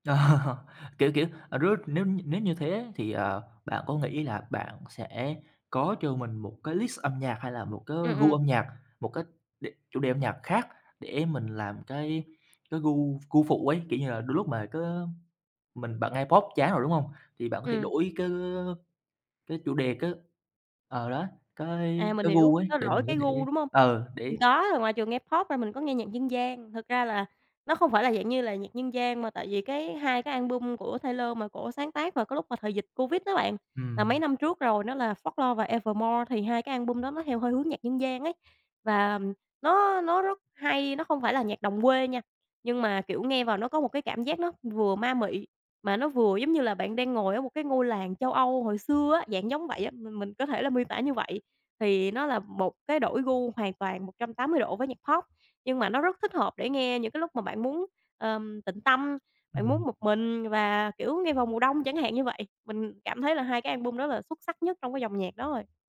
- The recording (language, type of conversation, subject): Vietnamese, podcast, Bạn thay đổi gu nghe nhạc như thế nào qua từng giai đoạn của cuộc đời?
- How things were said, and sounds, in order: laugh; other background noise; tapping